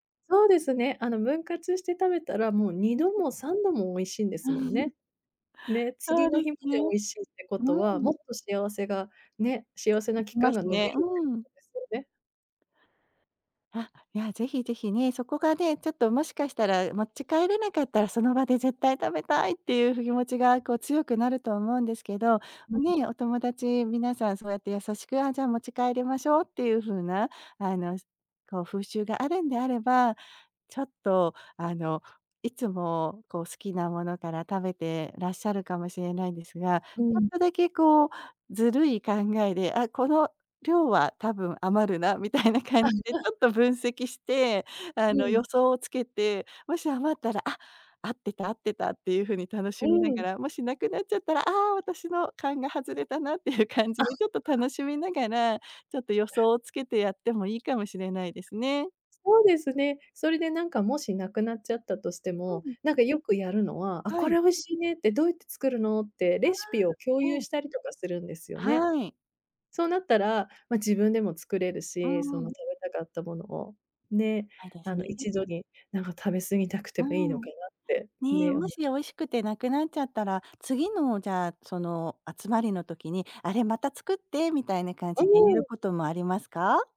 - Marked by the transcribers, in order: laughing while speaking: "うん"; unintelligible speech; laughing while speaking: "みたいな"; other noise; unintelligible speech; other background noise
- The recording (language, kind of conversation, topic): Japanese, advice, 社交の場でつい食べ過ぎてしまうのですが、どう対策すればよいですか？